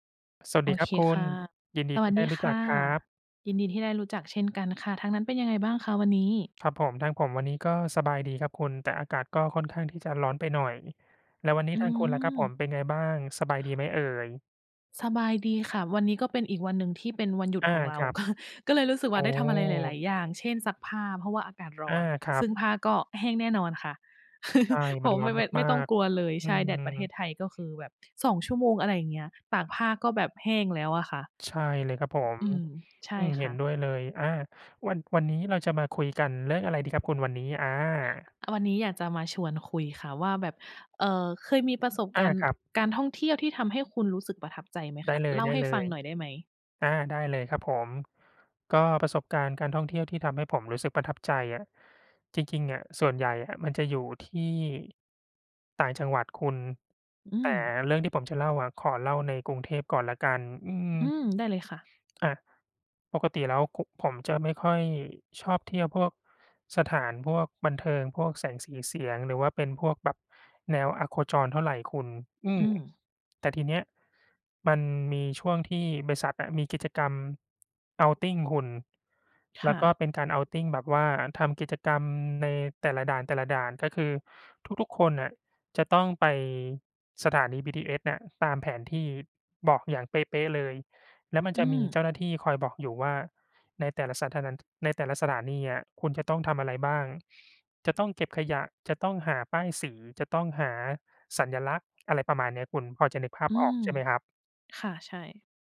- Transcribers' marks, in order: laughing while speaking: "ก็"; laugh
- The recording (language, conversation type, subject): Thai, unstructured, คุณเคยมีประสบการณ์ท่องเที่ยวที่ทำให้ประทับใจไหม?